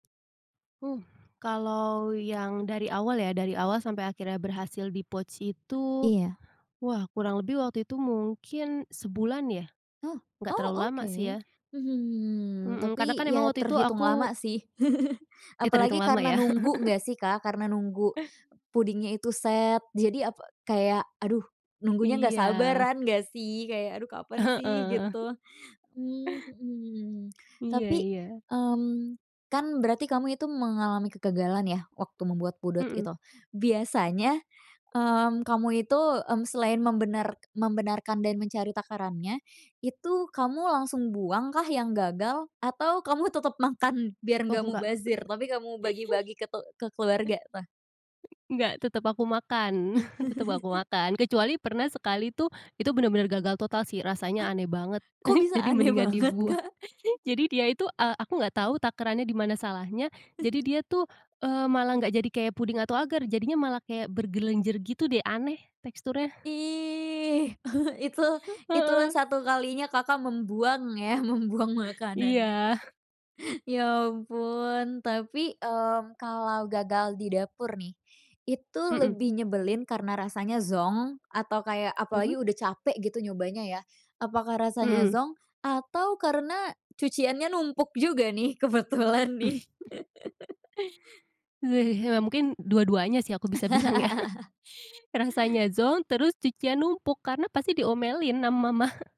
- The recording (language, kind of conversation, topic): Indonesian, podcast, Apa tipsmu untuk bereksperimen tanpa takut gagal?
- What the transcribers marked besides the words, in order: in English: "di-pouch"; laugh; tapping; laugh; laughing while speaking: "Heeh"; lip smack; laughing while speaking: "kamu tetep makan"; chuckle; other noise; chuckle; laugh; giggle; laughing while speaking: "aneh banget, Kak?"; giggle; chuckle; drawn out: "Ih!"; chuckle; giggle; chuckle; sigh; laughing while speaking: "kebetulan nih?"; chuckle; chuckle; tongue click; laugh; "sama" said as "na"; chuckle